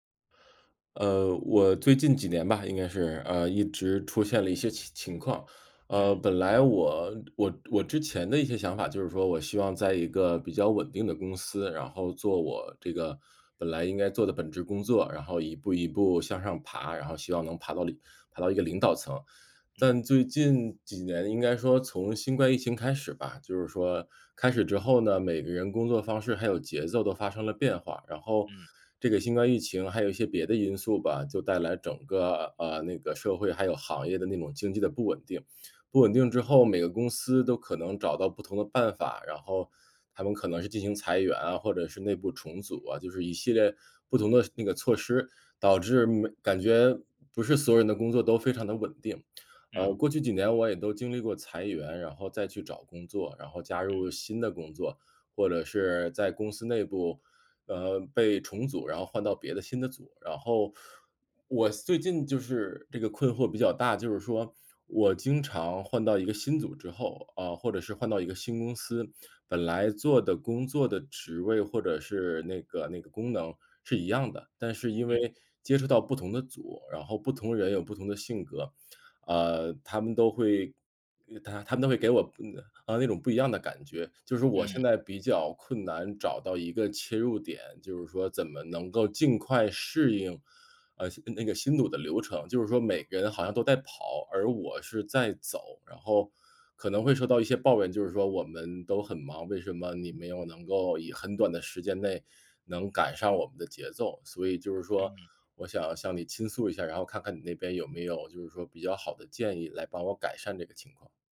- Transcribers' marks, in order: other background noise
- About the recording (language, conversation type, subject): Chinese, advice, 换了新工作后，我该如何尽快找到工作的节奏？